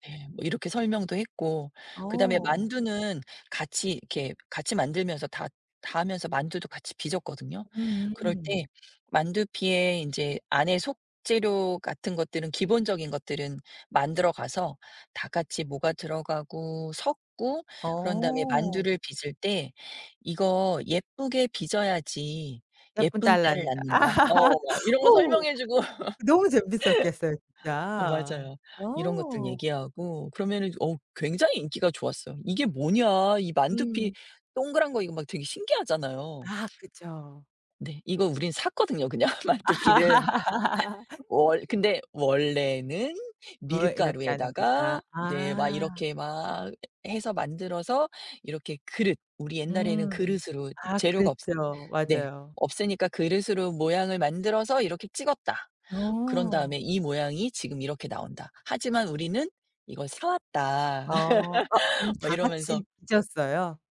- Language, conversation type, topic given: Korean, podcast, 음식을 통해 문화적 차이를 좁힌 경험이 있으신가요?
- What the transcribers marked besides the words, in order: other background noise; laugh; tapping; laugh; laughing while speaking: "그냥 만두피는"; laugh